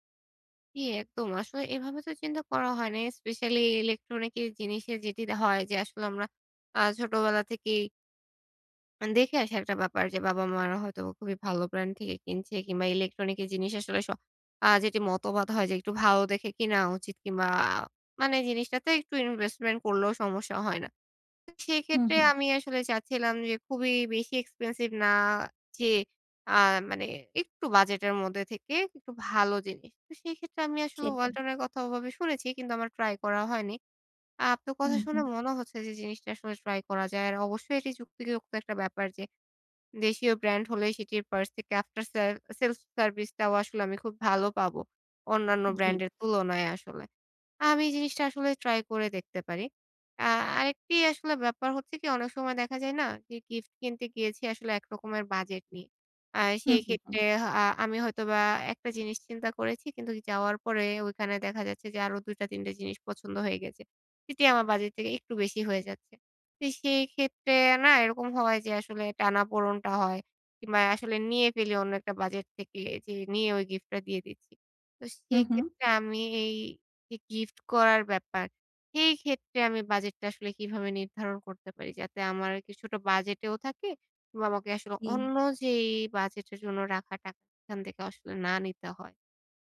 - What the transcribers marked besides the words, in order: tapping; in English: "expensive"; "আপনার" said as "আপতো"; "কিন্তু" said as "কিন্তুক"
- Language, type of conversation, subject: Bengali, advice, বাজেট সীমায় মানসম্মত কেনাকাটা
- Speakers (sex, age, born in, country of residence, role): female, 25-29, Bangladesh, Bangladesh, user; female, 40-44, Bangladesh, Finland, advisor